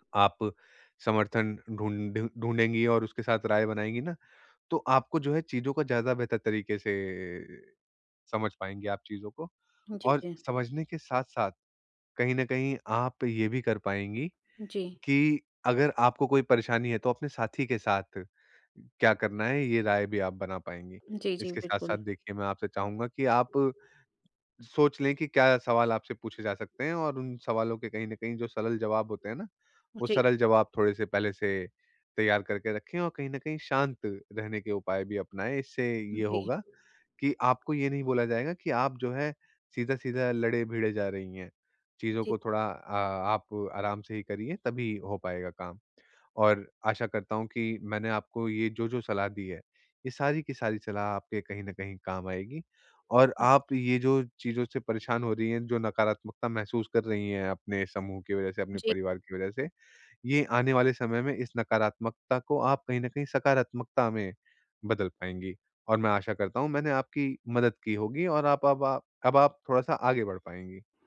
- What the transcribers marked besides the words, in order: other background noise
- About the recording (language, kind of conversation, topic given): Hindi, advice, समूह में जब सबकी सोच अलग हो, तो मैं अपनी राय पर कैसे कायम रहूँ?